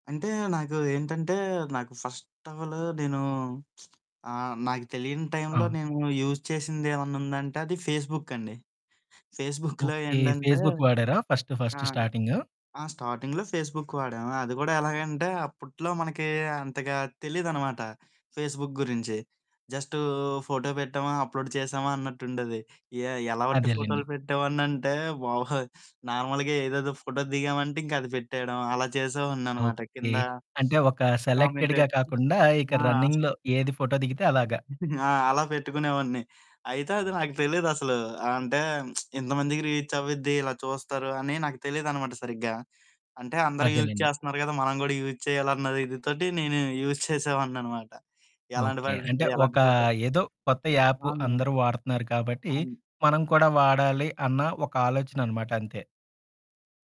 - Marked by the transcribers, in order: in English: "ఫస్ట్ ఆఫ్ ఆల్"; lip smack; in English: "యూజ్"; in English: "ఫేస్‌బుక్"; in English: "ఫేస్‌బుక్‌లో"; in English: "ఫేస్‌బుక్"; in English: "ఫస్ట్, ఫస్ట్ స్టార్టింగ్?"; in English: "స్టార్టింగ్‌లో ఫేస్‌బుక్"; in English: "ఫేస్‌బుక్"; in English: "అప్‌లోడ్"; in English: "నార్మల్‌గా"; in English: "సెలెక్టెడ్‌గా"; in English: "రన్నింగ్‌లో"; in English: "కామెంట్"; other background noise; giggle; lip smack; in English: "రీచ్"; in English: "యూజ్"; in English: "యూజ్"; in English: "యూజ్"
- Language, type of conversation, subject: Telugu, podcast, మీ పని ఆన్‌లైన్‌లో పోస్ట్ చేసే ముందు మీకు ఎలాంటి అనుభూతి కలుగుతుంది?